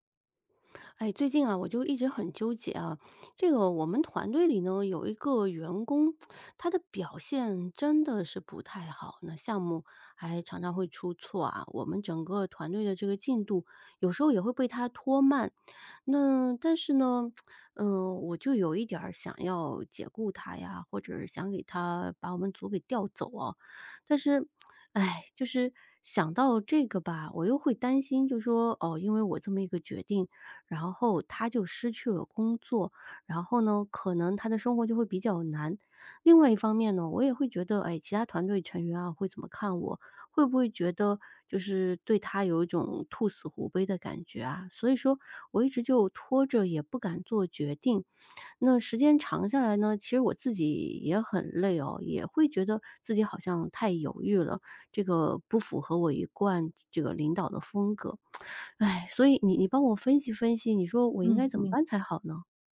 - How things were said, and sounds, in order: tsk; tsk; tsk
- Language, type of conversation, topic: Chinese, advice, 员工表现不佳但我不愿解雇他/她，该怎么办？